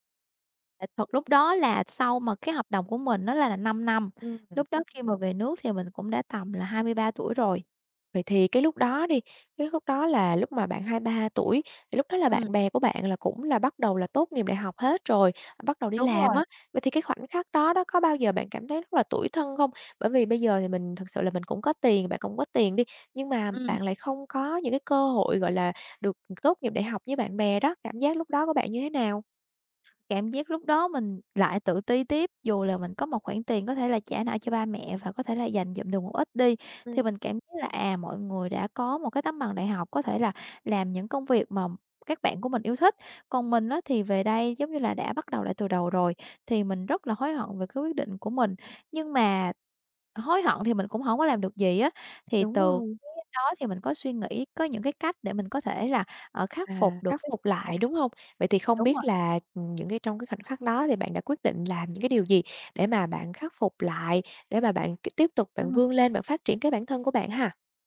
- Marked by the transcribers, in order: other background noise; tapping
- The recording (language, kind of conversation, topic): Vietnamese, podcast, Bạn có thể kể về quyết định nào khiến bạn hối tiếc nhất không?